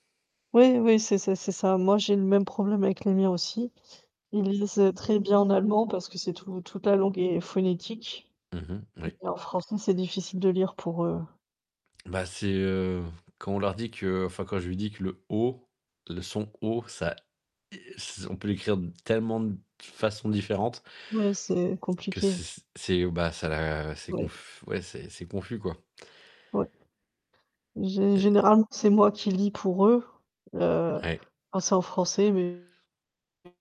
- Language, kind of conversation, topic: French, unstructured, Préférez-vous lire des livres papier ou des livres numériques ?
- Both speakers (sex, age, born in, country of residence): female, 30-34, France, Germany; male, 35-39, France, Netherlands
- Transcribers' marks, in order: distorted speech; tapping